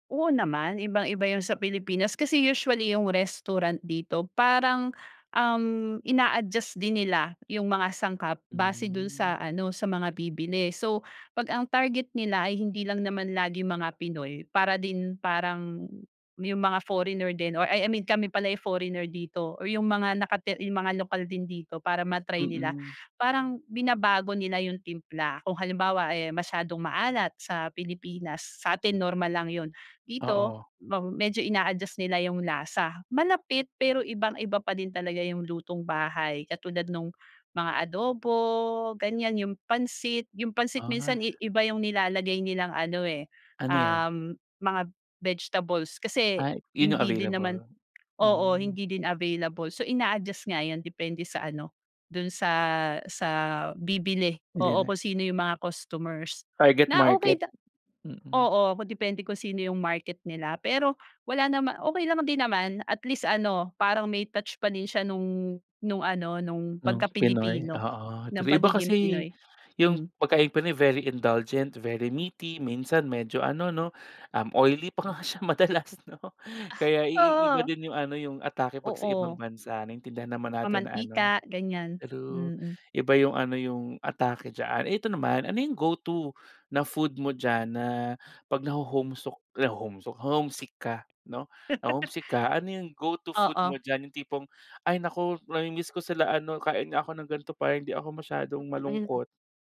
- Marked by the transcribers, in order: drawn out: "Hmm"; tapping; other background noise; in English: "very indulgent"; laughing while speaking: "pa nga siya madalas 'no"; "naho-homesick" said as "homesok"; laugh
- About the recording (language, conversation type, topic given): Filipino, podcast, Anong pagkain ang nagpaparamdam sa’yo na para kang nasa tahanan kapag malayo ka?